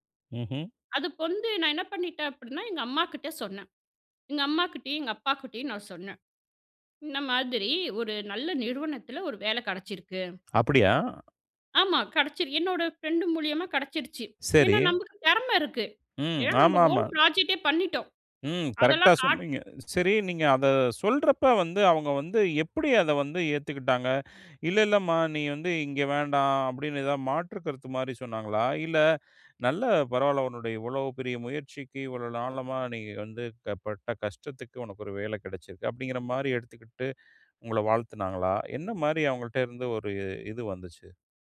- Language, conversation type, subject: Tamil, podcast, முதலாம் சம்பளம் வாங்கிய நாள் நினைவுகளைப் பற்றி சொல்ல முடியுமா?
- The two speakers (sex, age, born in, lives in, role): female, 35-39, India, India, guest; male, 40-44, India, India, host
- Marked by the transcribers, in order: in English: "ஓன் ப்ராஜெக்டே"; inhale; inhale; "நாளா" said as "நாளமா"; inhale